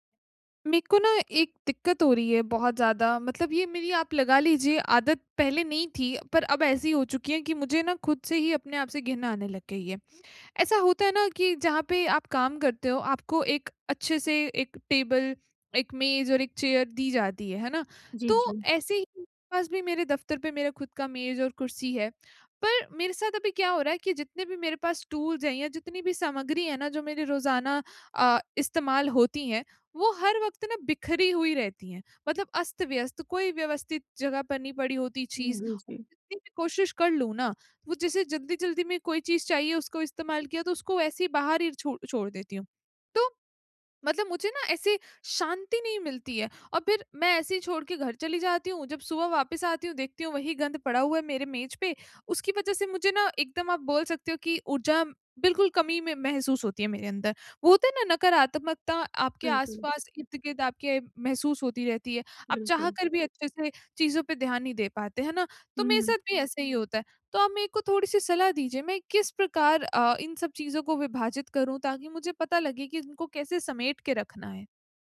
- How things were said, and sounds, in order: in English: "टेबल"; in English: "मेज"; in English: "चेयर"; in English: "मेज"; in English: "टूल्स"; in English: "मेज"
- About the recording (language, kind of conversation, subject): Hindi, advice, टूल्स और सामग्री को स्मार्ट तरीके से कैसे व्यवस्थित करें?